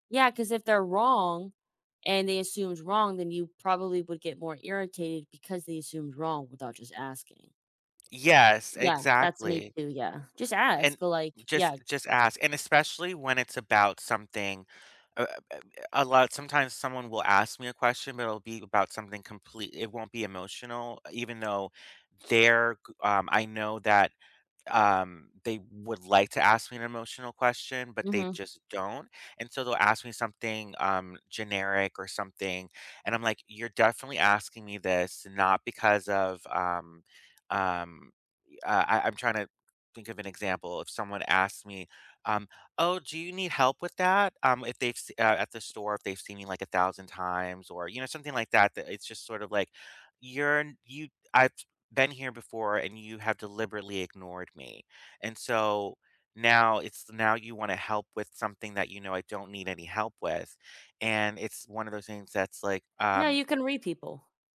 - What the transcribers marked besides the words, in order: none
- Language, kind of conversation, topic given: English, unstructured, How do your everyday actions reflect the legacy you want to leave?